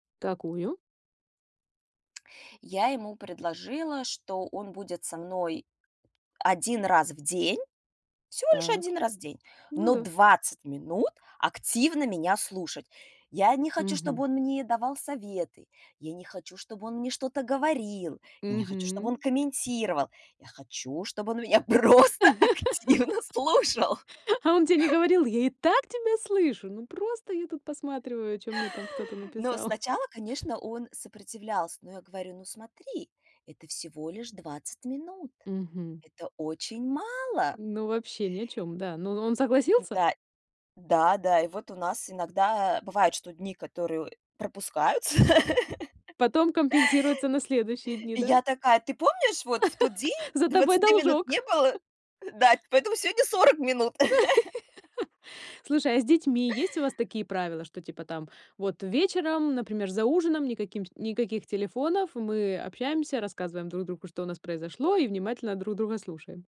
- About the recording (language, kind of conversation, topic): Russian, podcast, Как телефон и его уведомления мешают вам по-настоящему слушать собеседника?
- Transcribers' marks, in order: tsk; tapping; laugh; laughing while speaking: "просто активно слушал"; chuckle; chuckle; laugh; laugh; other noise; laugh